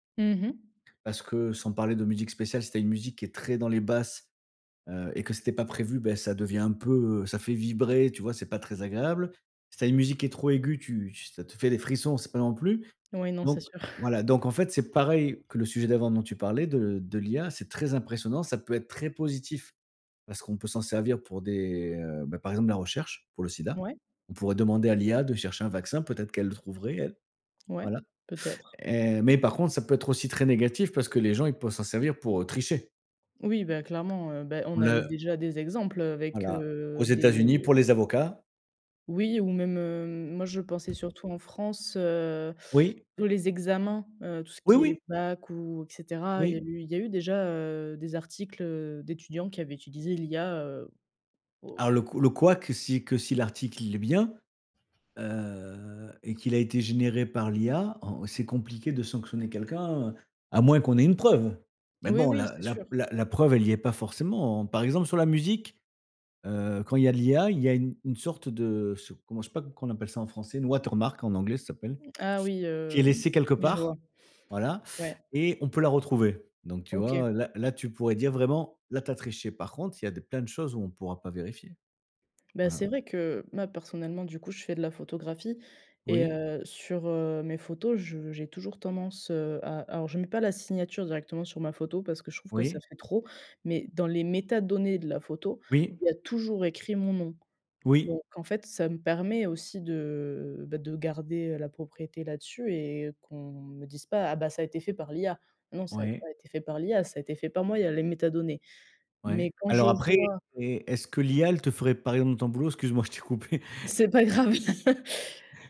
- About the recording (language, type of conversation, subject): French, unstructured, Quelle invention scientifique aurait changé ta vie ?
- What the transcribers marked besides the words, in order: tapping; chuckle; other background noise; in English: "watermark"; laughing while speaking: "je t'ai coupée"; chuckle; laughing while speaking: "grave"; laugh